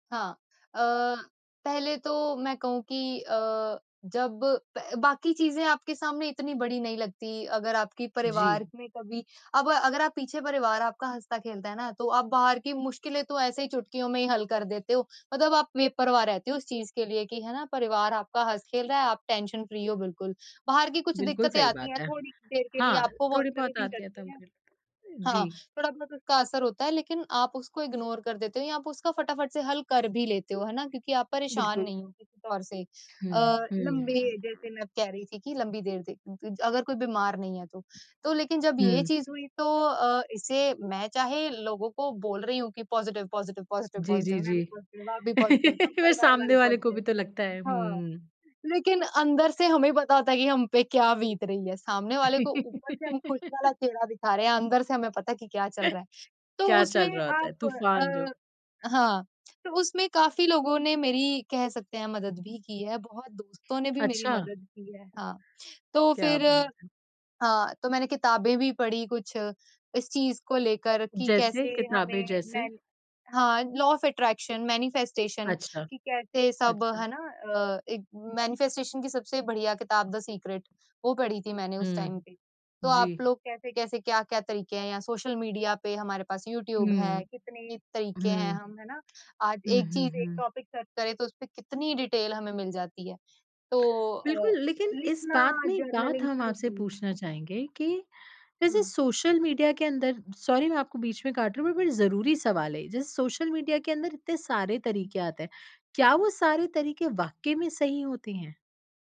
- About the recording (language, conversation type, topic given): Hindi, podcast, किसी मुश्किल समय ने आपको क्या सिखाया?
- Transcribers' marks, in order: in English: "टेंशन फ्री"; unintelligible speech; in English: "इग्नोर"; other background noise; laugh; in English: "पॉजिटिव, पॉजिटिव, पॉजिटिव, पॉजिटिव"; in English: "पॉजिटिव"; in English: "पॉजिटिव"; in English: "पॉजिटिव"; laugh; other noise; in English: "लॉ ऑफ अट्रैक्शन, मैनिफेस्टेशन"; in English: "मैनिफेस्टेशन"; in English: "टाइम"; tapping; in English: "टॉपिक सर्च"; in English: "डिटेल"; in English: "जर्नलिंग"; in English: "सॉरी"; in English: "बट बट"